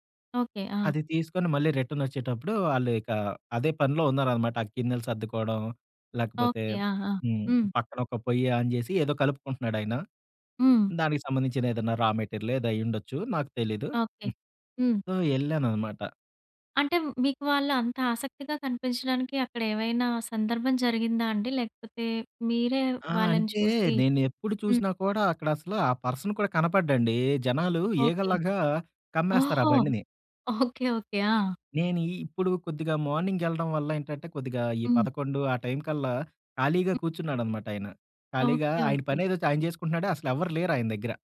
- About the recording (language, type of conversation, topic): Telugu, podcast, ఒక స్థానిక మార్కెట్‌లో మీరు కలిసిన విక్రేతతో జరిగిన సంభాషణ మీకు ఎలా గుర్తుంది?
- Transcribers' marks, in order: in English: "ఆన్"; in English: "రా మెటీరియల్"; in English: "సో"; in English: "పర్సన్"; in English: "మార్నింగ్"